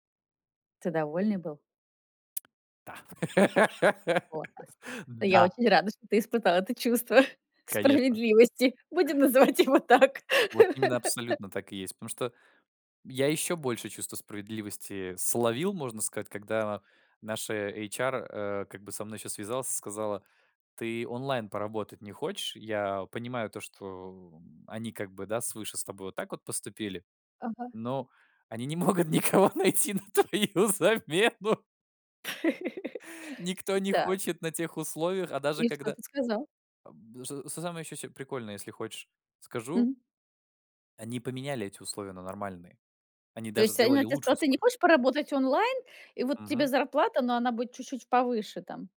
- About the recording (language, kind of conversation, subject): Russian, podcast, Как выстроить границы между удалённой работой и личным временем?
- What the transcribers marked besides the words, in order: tsk; laugh; other background noise; laughing while speaking: "чувство"; laughing while speaking: "его так"; laugh; tapping; laughing while speaking: "могут никого найти на твою замену"; laugh